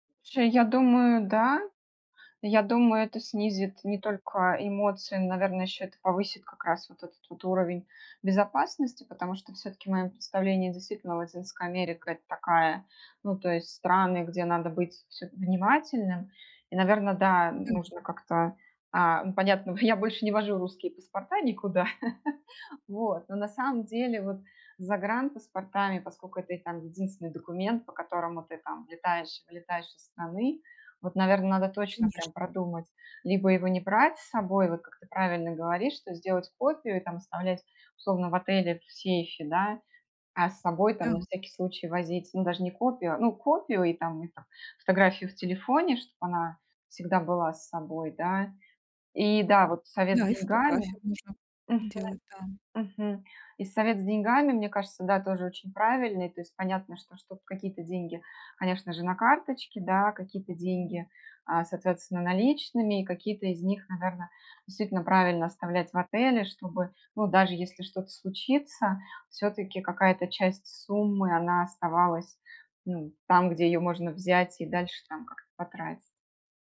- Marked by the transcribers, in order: "Слушай" said as "сшай"; chuckle
- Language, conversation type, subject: Russian, advice, Как оставаться в безопасности в незнакомой стране с другой культурой?